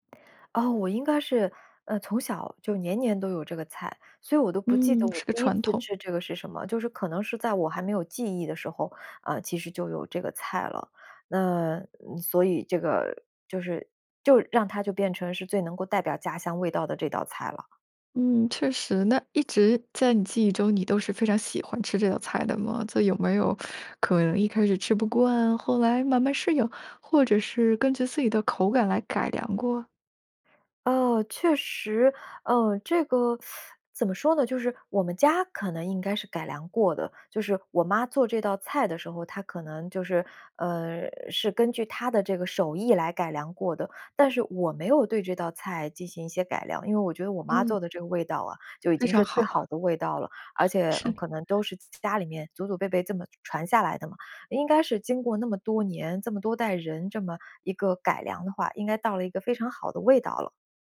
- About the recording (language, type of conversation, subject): Chinese, podcast, 你眼中最能代表家乡味道的那道菜是什么？
- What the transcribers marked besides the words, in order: teeth sucking; teeth sucking; tapping